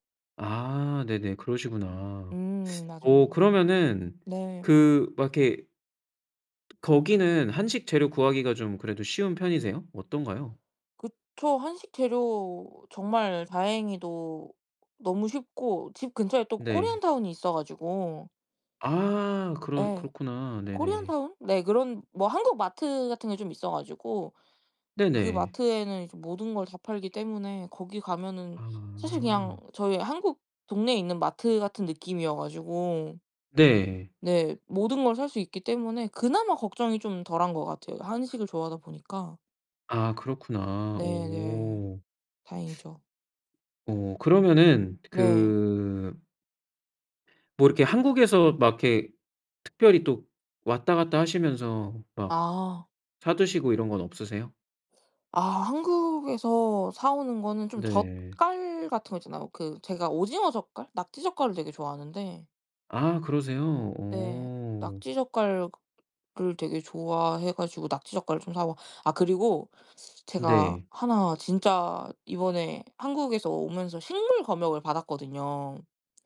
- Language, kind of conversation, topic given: Korean, podcast, 집에 늘 챙겨두는 필수 재료는 무엇인가요?
- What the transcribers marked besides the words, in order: other background noise; in English: "코리안타운이"; in English: "코리안타운"